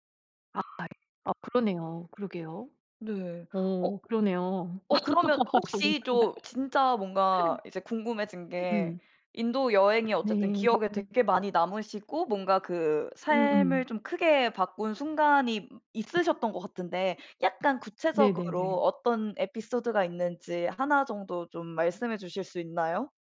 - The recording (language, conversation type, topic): Korean, podcast, 여행이 당신의 삶에 어떤 영향을 주었다고 느끼시나요?
- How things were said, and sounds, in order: tapping; laugh; laughing while speaking: "정말"